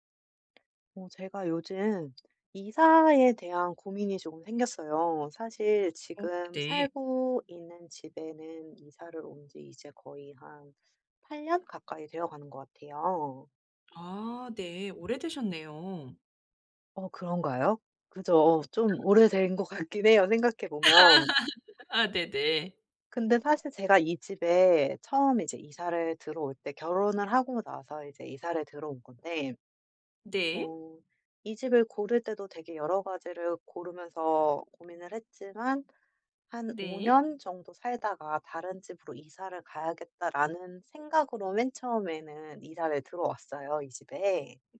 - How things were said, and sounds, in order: tapping; other background noise; laugh
- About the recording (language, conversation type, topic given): Korean, advice, 이사할지 말지 어떻게 결정하면 좋을까요?